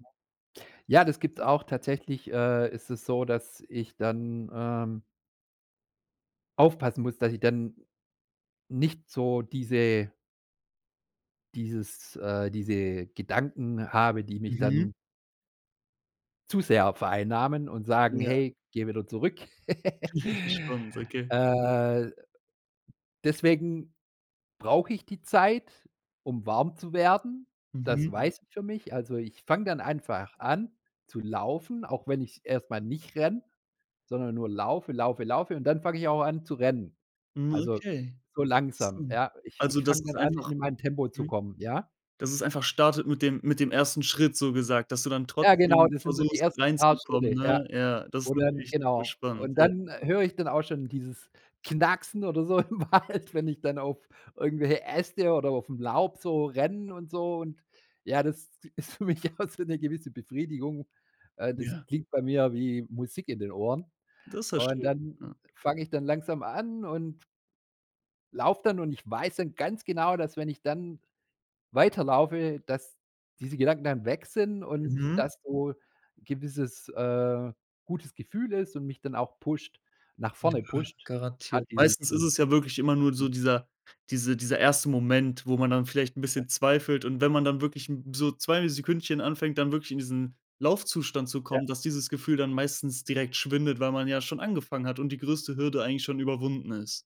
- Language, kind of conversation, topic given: German, podcast, Wie kommst du bei deinem Hobby in den Flow?
- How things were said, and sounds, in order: other background noise; chuckle; giggle; tapping; laughing while speaking: "im Wald"; laughing while speaking: "ist für mich auch"; in English: "pusht"; in English: "pusht"